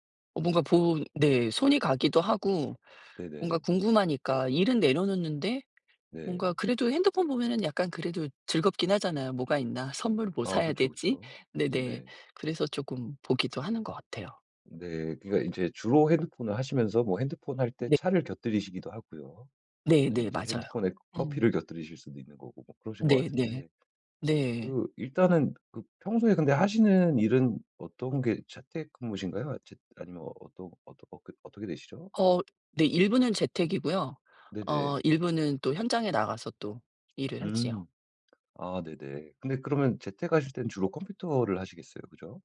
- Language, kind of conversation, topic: Korean, advice, 일상에서 번아웃을 피하려면 짧은 휴식을 어떻게 효과적으로 취하는 게 좋을까요?
- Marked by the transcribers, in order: other background noise